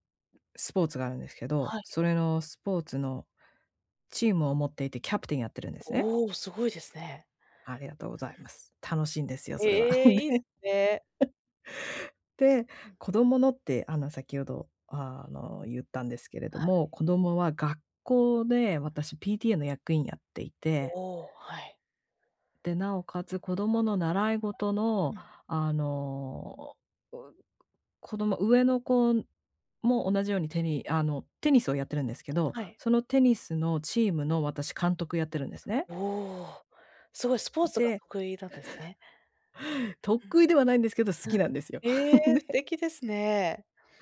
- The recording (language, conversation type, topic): Japanese, advice, 人間関係の期待に応えつつ、自分の時間をどう確保すればよいですか？
- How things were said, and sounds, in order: laughing while speaking: "で"; laugh; other noise; laugh; laughing while speaking: "ね"